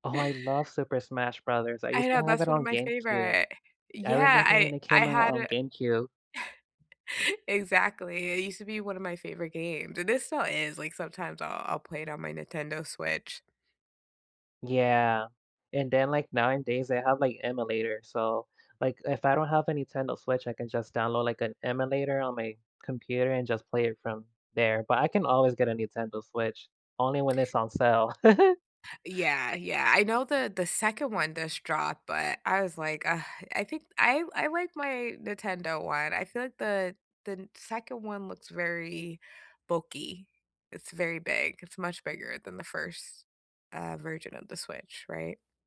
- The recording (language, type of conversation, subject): English, unstructured, What’s a hobby that always boosts your mood?
- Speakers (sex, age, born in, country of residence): female, 30-34, United States, United States; male, 30-34, United States, United States
- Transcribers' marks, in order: chuckle; tapping; giggle